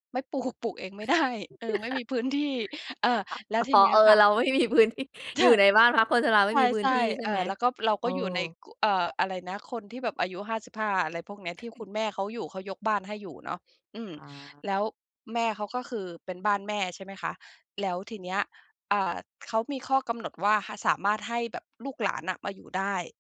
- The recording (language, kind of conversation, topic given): Thai, podcast, การปรับตัวในที่ใหม่ คุณทำยังไงให้รอด?
- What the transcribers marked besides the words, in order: chuckle; laughing while speaking: "ไม่มีพื้นที่"